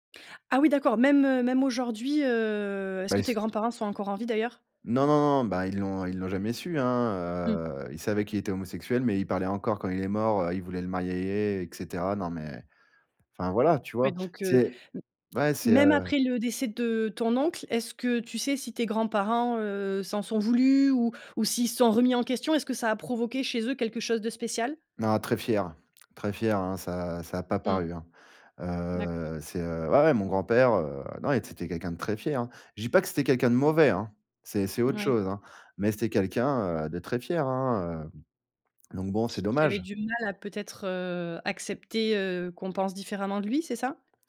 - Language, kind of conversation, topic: French, podcast, Comment conciliez-vous les traditions et la liberté individuelle chez vous ?
- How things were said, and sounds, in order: "marier" said as "mariéillé"; stressed: "de mauvais"